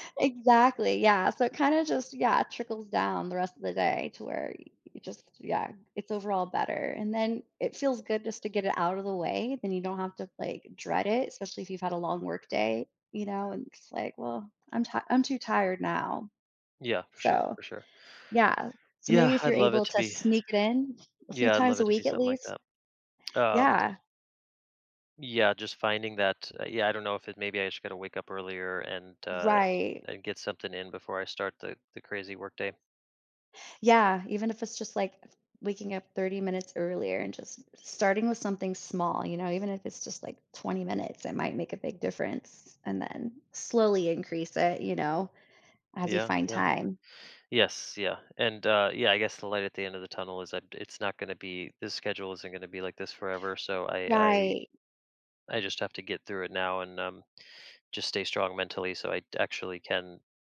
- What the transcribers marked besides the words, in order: tapping; other background noise
- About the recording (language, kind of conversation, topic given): English, advice, How can I break my daily routine?